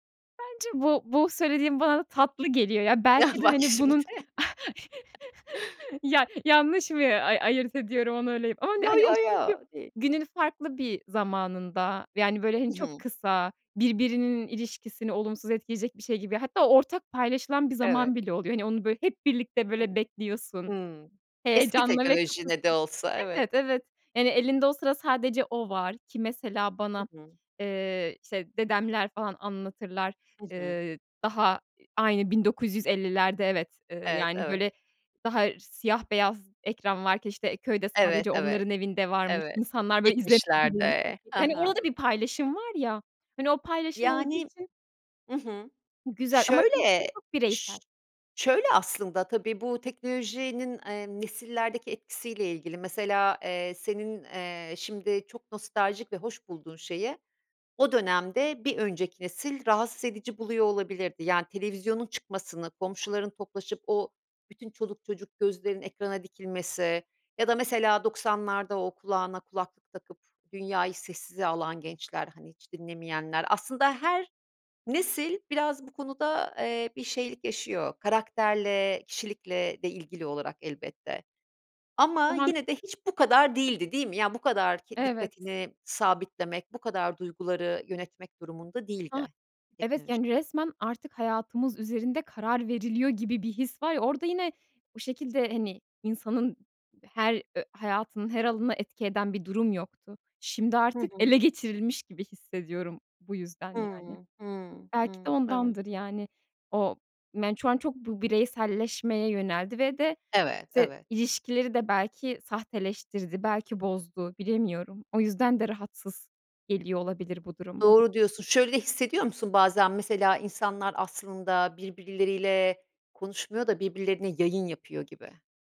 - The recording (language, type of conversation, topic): Turkish, podcast, Telefonu masadan kaldırmak buluşmaları nasıl etkiler, sence?
- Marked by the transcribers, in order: other background noise; laughing while speaking: "Ya, bak şimdi"; chuckle; tapping; laughing while speaking: "ya yanlış mı ay ayırt ediyorum"; unintelligible speech